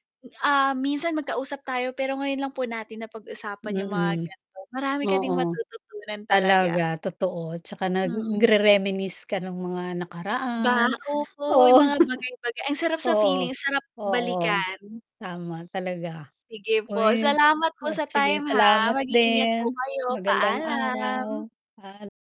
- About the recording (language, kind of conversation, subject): Filipino, unstructured, Paano nakakatulong ang guro sa iyong pagkatuto?
- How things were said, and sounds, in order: chuckle